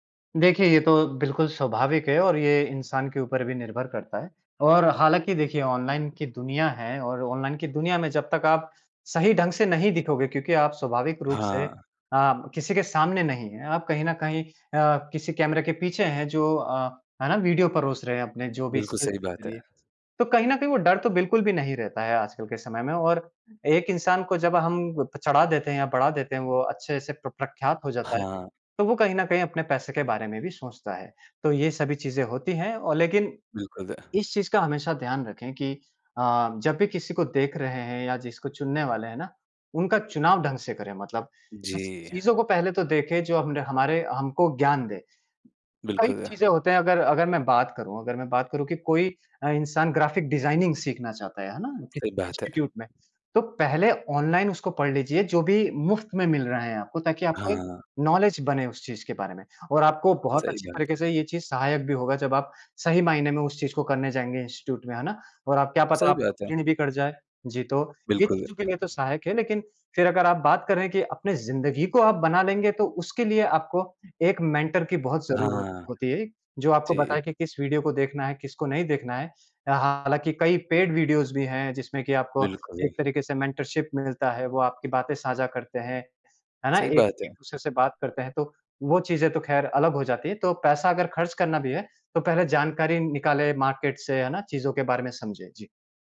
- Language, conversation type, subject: Hindi, podcast, ऑनलाइन सीखने से आपकी पढ़ाई या कौशल में क्या बदलाव आया है?
- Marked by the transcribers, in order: in English: "ऑनलाइन"; in English: "ऑनलाइन"; in English: "स्क्रिप्ट"; in English: "ग्राफिक डिजाइनिंग"; in English: "इंस्टीट्यूट"; in English: "ऑनलाइन"; in English: "नॉलेज"; in English: "इंस्टीट्यूट"; in English: "क्लीन"; in English: "मेंटर"; in English: "पेड वीडियोज़"; in English: "मेंटरशिप"